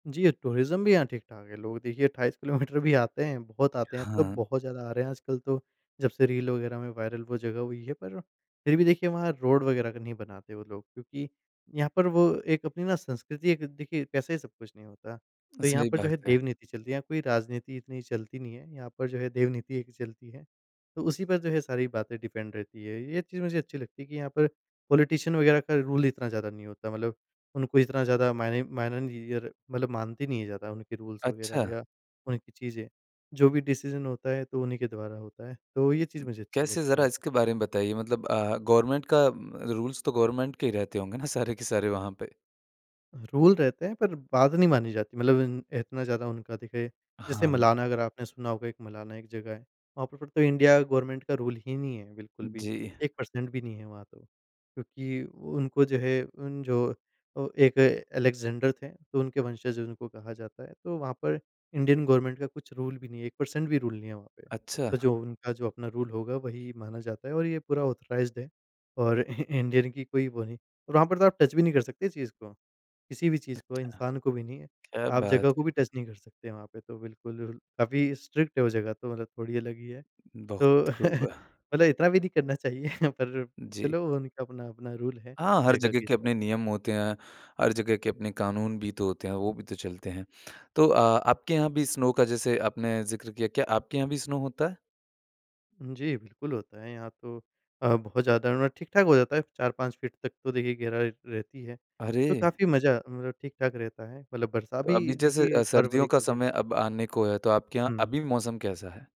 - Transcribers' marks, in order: in English: "टूरिज़्म"; in English: "वायरल"; in English: "डिपेंड"; in English: "पॉलिटिशियन"; in English: "रूल"; in English: "रूल्स"; in English: "डिसीजन"; other background noise; in English: "गवर्नमेंट"; in English: "रूल्स"; in English: "गवर्नमेंट"; in English: "रूल"; in English: "गवर्नमेंट"; in English: "रूल"; in English: "पर्सेंट"; in English: "गवर्नमेंट"; in English: "रूल"; in English: "पर्सेंट"; in English: "रूल"; in English: "रूल"; in English: "ऑथराइज़्ड"; chuckle; in English: "टच"; in English: "टच"; in English: "स्ट्रिक्ट"; chuckle; in English: "रूल"; in English: "स्नो"; in English: "स्नो"
- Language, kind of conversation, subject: Hindi, podcast, पर्यटक कम जाने वाली कौन-सी स्थानीय जगह आप सुझाएंगे?